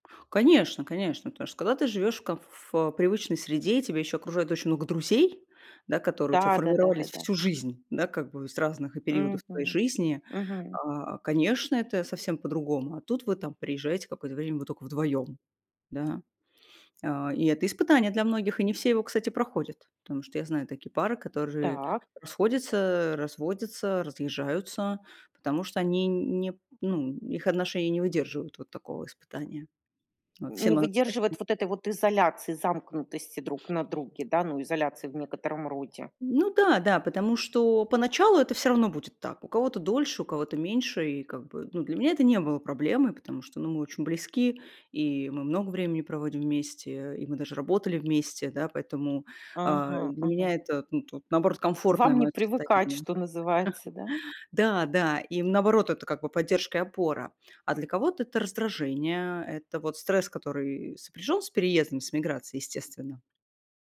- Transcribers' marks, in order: chuckle
- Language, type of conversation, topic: Russian, podcast, Как миграция или переезды повлияли на вашу семейную идентичность?